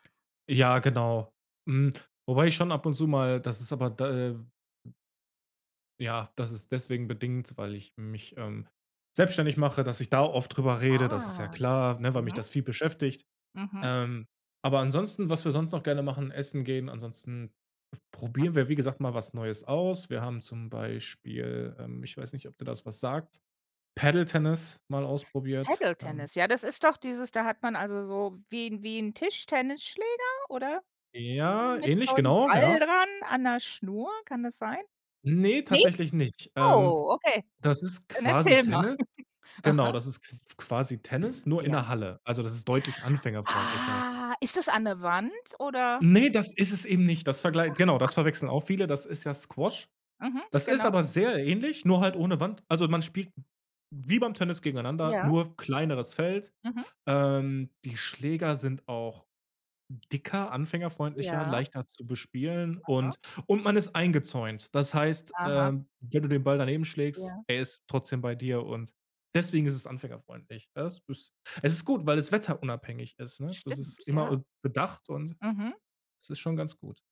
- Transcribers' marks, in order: other background noise; drawn out: "Ah"; chuckle; tapping; drawn out: "Ah"; unintelligible speech
- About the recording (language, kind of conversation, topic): German, podcast, Was macht ein Wochenende für dich wirklich erfüllend?